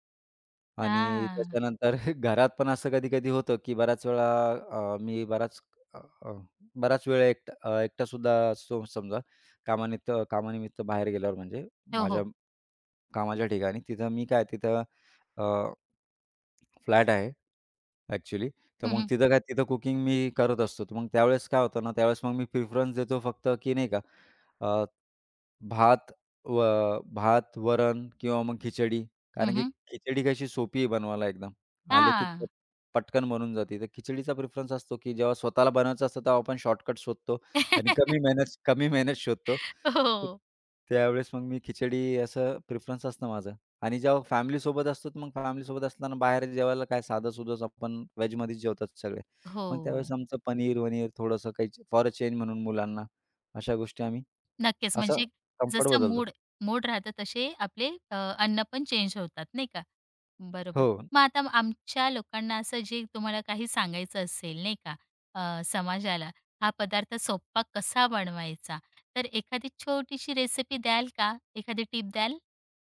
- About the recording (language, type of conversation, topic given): Marathi, podcast, कठीण दिवसानंतर तुम्हाला कोणता पदार्थ सर्वाधिक दिलासा देतो?
- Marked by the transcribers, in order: chuckle; tapping; other background noise; in English: "प्रिफरन्स"; in English: "प्रिफरन्स"; laugh; laughing while speaking: "हो"; in English: "प्रिफरन्स"; in English: "फॉर अ चेंज"